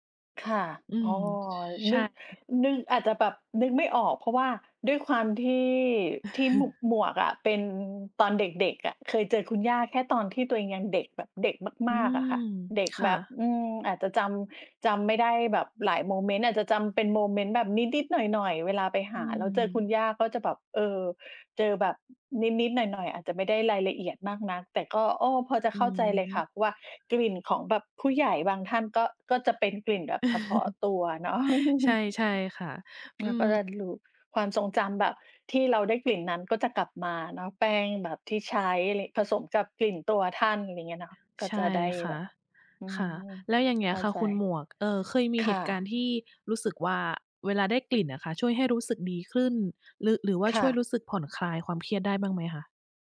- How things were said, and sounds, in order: chuckle; laughing while speaking: "เออ"; chuckle; tapping
- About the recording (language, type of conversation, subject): Thai, unstructured, เคยมีกลิ่นอะไรที่ทำให้คุณนึกถึงความทรงจำเก่า ๆ ไหม?
- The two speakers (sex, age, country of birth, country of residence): female, 40-44, Thailand, Sweden; female, 40-44, Thailand, Thailand